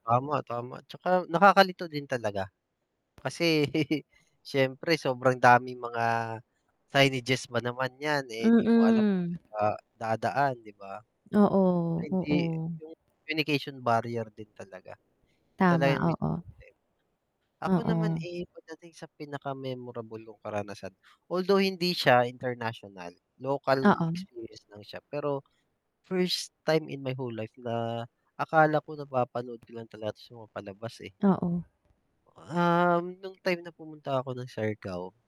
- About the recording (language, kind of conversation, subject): Filipino, unstructured, Ano ang pinakatumatak mong karanasan sa paglalakbay?
- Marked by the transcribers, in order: static; chuckle; distorted speech; unintelligible speech; unintelligible speech; mechanical hum